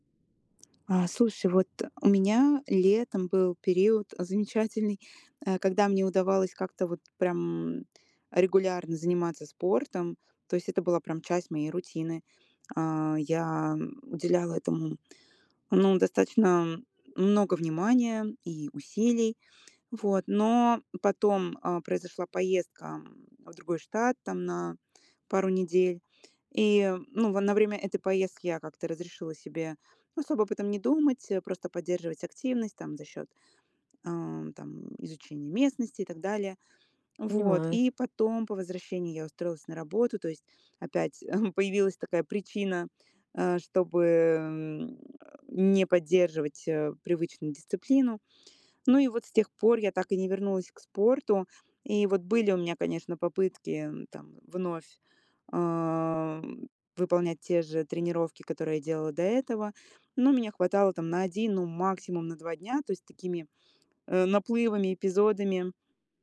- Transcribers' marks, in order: tapping; other background noise; chuckle; grunt
- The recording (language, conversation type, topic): Russian, advice, Как мне выработать привычку регулярно заниматься спортом без чрезмерных усилий?